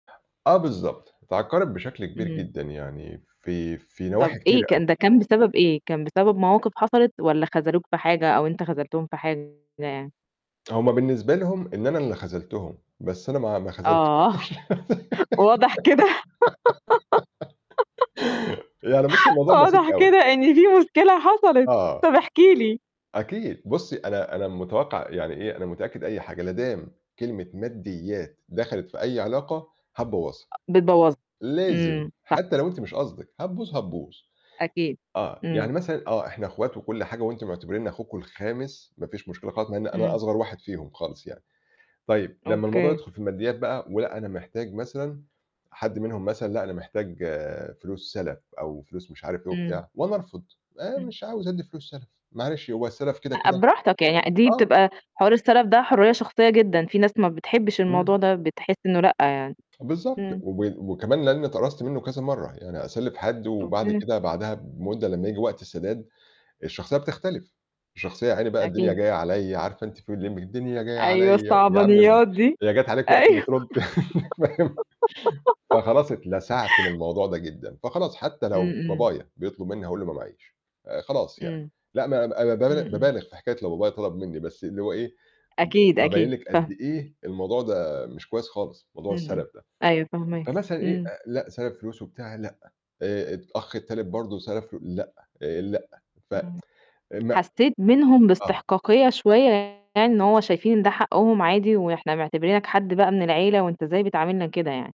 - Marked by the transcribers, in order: other noise; distorted speech; laughing while speaking: "واضح كده"; giggle; laughing while speaking: "واضح كده إن فيه مشكلة حصَلت، طَب احكِ لي"; other background noise; tapping; laughing while speaking: "الصعبانيّات دي، أيوه"; unintelligible speech; giggle; laugh; laughing while speaking: "فاهم؟"; tsk
- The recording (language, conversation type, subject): Arabic, podcast, إزاي تفرّق بين الصداقة الحقيقية والعلاقة السطحية؟